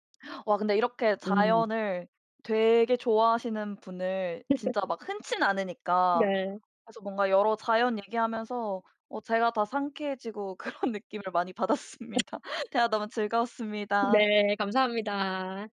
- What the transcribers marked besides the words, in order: laugh; tapping; laughing while speaking: "그런"; laughing while speaking: "받았습니다"; other background noise
- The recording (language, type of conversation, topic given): Korean, podcast, 요즘 도시 생활 속에서 자연을 어떻게 느끼고 계신가요?